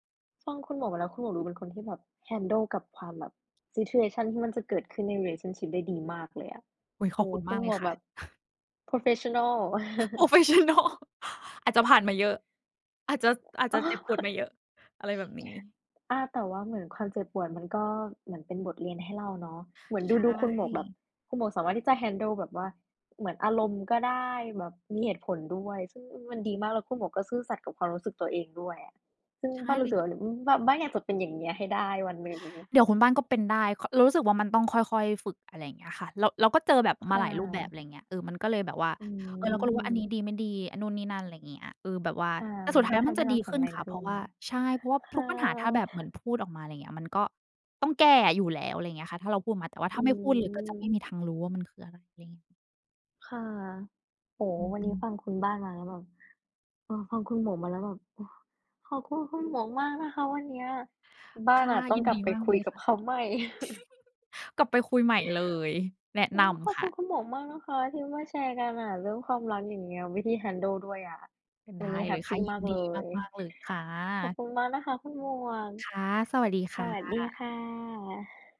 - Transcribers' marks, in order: in English: "handle"; in English: "situation"; in English: "relationship"; chuckle; in English: "โพรเฟสชันนัล"; chuckle; laughing while speaking: "โพรเฟสชันนัล"; in English: "โพรเฟสชันนัล"; chuckle; other background noise; chuckle; tapping; in English: "handle"; sigh; chuckle; inhale; in English: "handle"; exhale
- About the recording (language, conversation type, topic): Thai, unstructured, ทำไมบางครั้งความรักถึงทำให้คนรู้สึกเจ็บปวด?